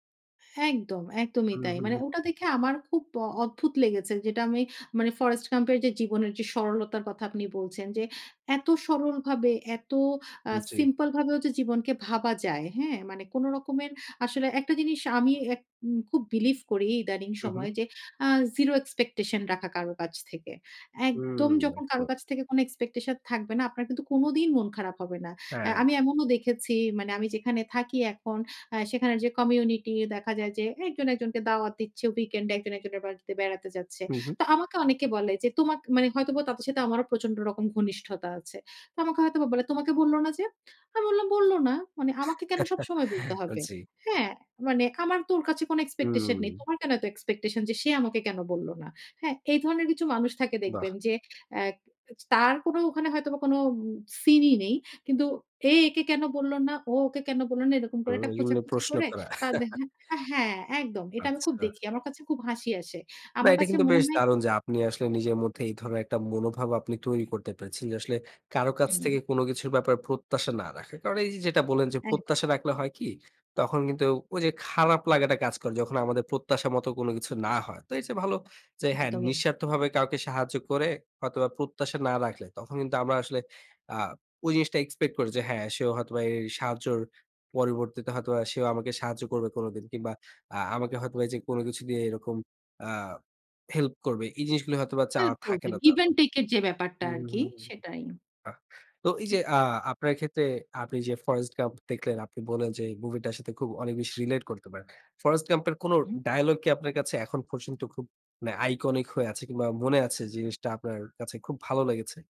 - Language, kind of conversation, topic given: Bengali, podcast, কোন চলচ্চিত্রের চরিত্রটির সঙ্গে তোমার সবচেয়ে বেশি মিল খায়, আর কেন?
- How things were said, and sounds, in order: chuckle; laugh; other noise